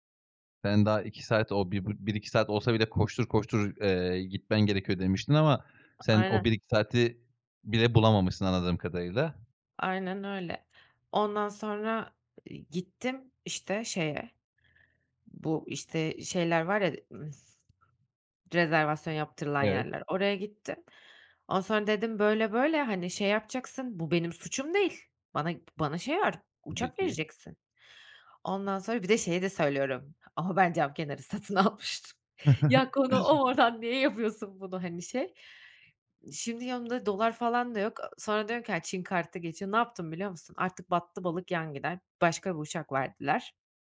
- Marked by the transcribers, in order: other background noise; laughing while speaking: "almıştım"; chuckle
- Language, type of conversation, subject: Turkish, podcast, Uçağı kaçırdığın bir anın var mı?